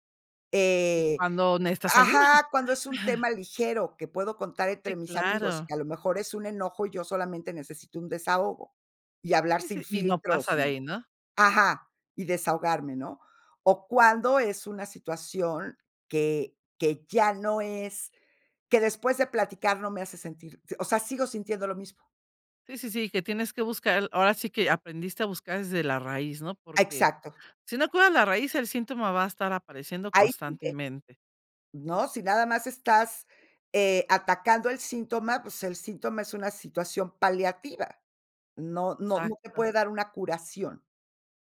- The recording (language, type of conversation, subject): Spanish, podcast, ¿Cuándo decides pedir ayuda profesional en lugar de a tus amigos?
- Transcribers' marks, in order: none